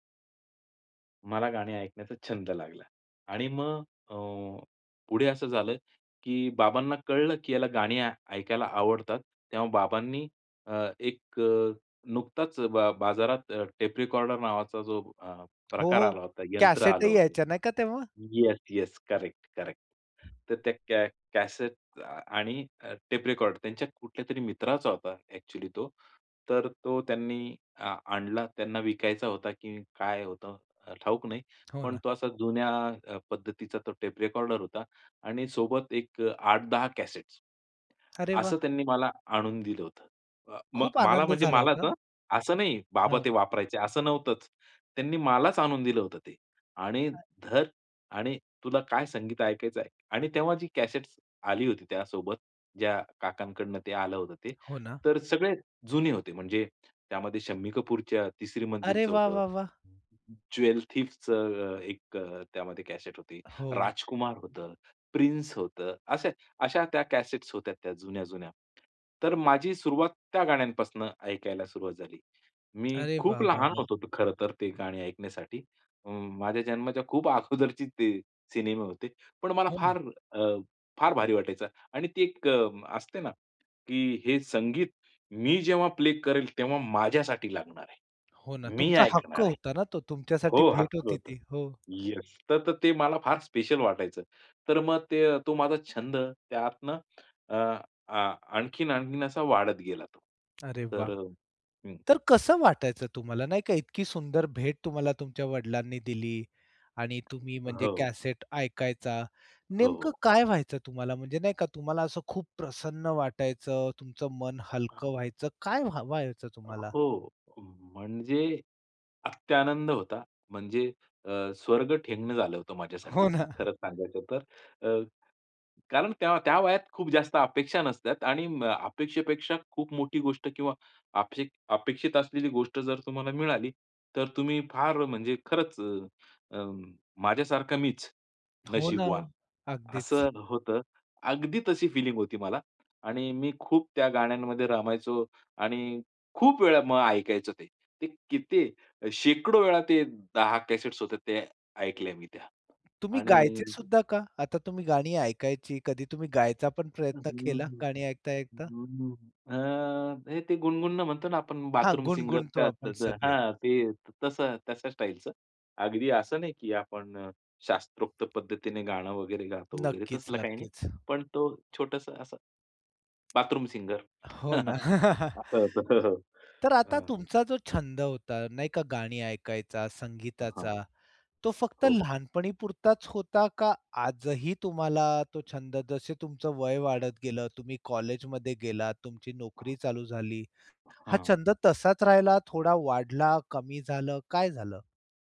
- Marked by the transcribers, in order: tapping; other noise; laughing while speaking: "हो ना"; humming a tune; chuckle
- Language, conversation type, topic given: Marathi, podcast, तणावात तुम्हाला कोणता छंद मदत करतो?